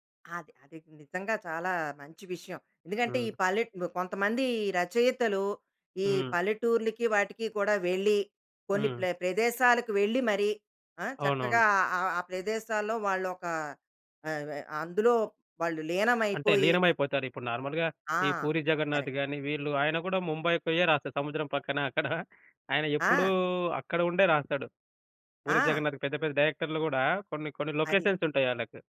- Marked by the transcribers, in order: other background noise; in English: "నార్మల్‌గా"; in English: "కరెక్ట్"; in English: "లొకేషన్స్"
- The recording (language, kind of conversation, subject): Telugu, podcast, నీ కథలు, పాటలు లేదా చిత్రాలకు ప్రేరణ ఎక్కడినుంచి వస్తుంది?